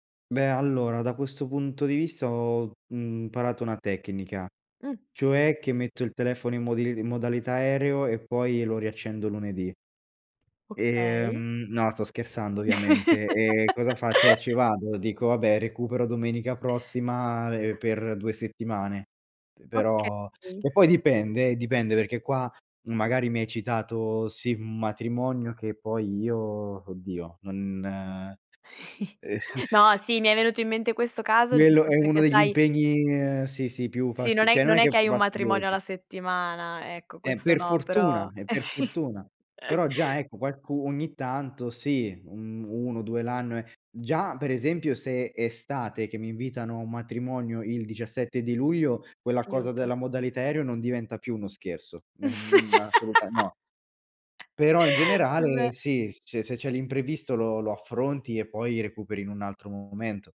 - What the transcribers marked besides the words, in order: laugh; other background noise; chuckle; sigh; "cioè" said as "ceh"; laughing while speaking: "eh sì"; chuckle; "scherzo" said as "scherso"; laugh
- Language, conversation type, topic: Italian, podcast, Come usi il tempo libero per ricaricarti dopo una settimana dura?